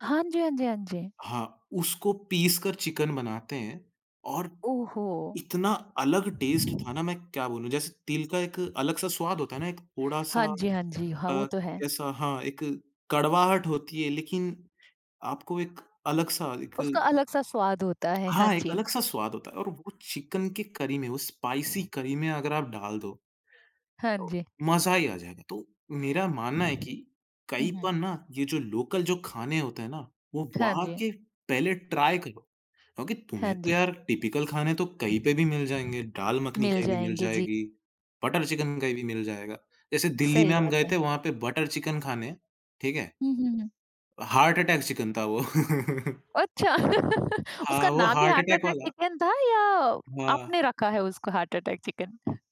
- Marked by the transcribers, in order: in English: "टेस्ट"; wind; other background noise; tapping; in English: "स्पाइसी"; in English: "ट्राई"; in English: "टिपिकल"; in English: "हार्ट अटैक"; laugh; in English: "हार्ट अटैक"; in English: "हार्ट अटैक"; in English: "हार्ट अटैक"
- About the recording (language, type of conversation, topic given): Hindi, podcast, सफ़र के दौरान आपने सबसे अच्छा खाना कहाँ खाया?